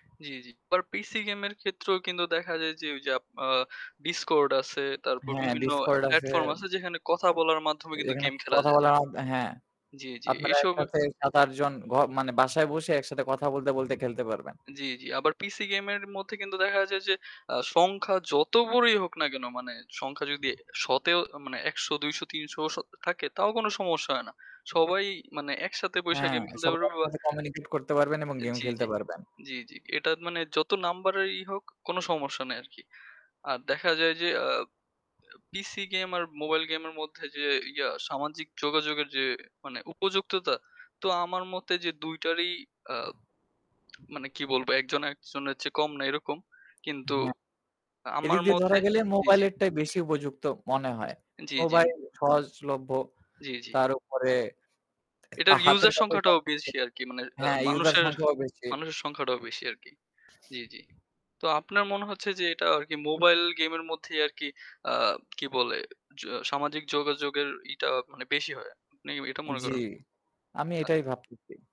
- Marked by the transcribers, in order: distorted speech; static; other background noise; tapping; horn; "একজন-আকজনের" said as "আরেকজনের"; swallow
- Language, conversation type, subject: Bengali, unstructured, মোবাইল গেম আর পিসি গেমের মধ্যে কোনটি আপনার কাছে বেশি উপভোগ্য?